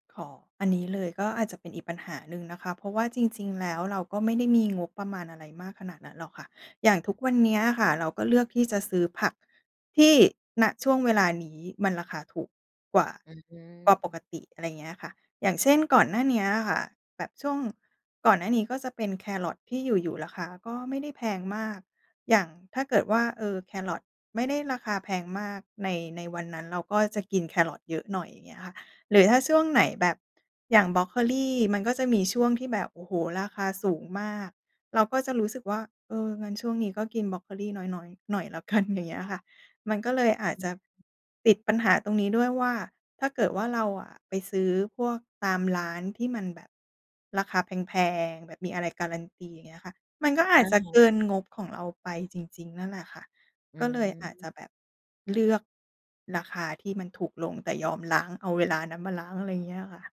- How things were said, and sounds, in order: "อ๋อ" said as "ข่อ"; other background noise
- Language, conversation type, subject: Thai, advice, งานยุ่งมากจนไม่มีเวลาเตรียมอาหารเพื่อสุขภาพ ควรทำอย่างไรดี?